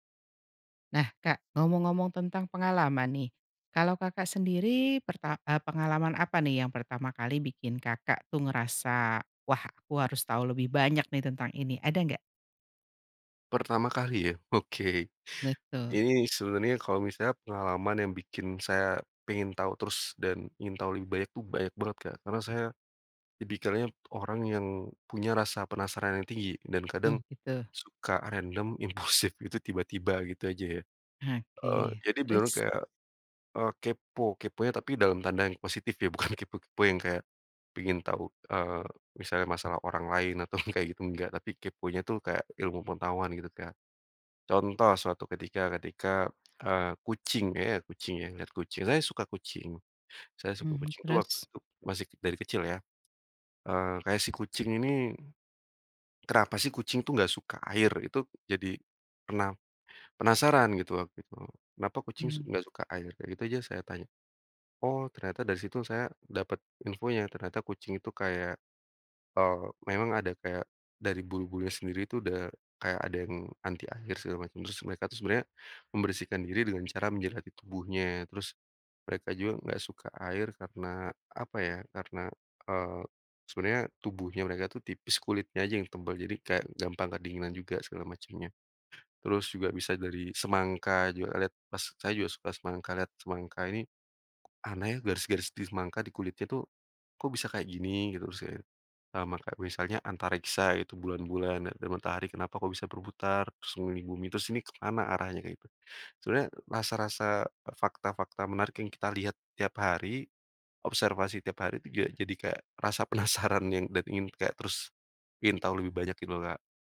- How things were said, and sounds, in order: other background noise; laughing while speaking: "bukan"; tapping; "misalnya" said as "usanya"; laughing while speaking: "rasa penasaran"; "Kak" said as "tidola"
- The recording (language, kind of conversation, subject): Indonesian, podcast, Pengalaman apa yang membuat kamu terus ingin tahu lebih banyak?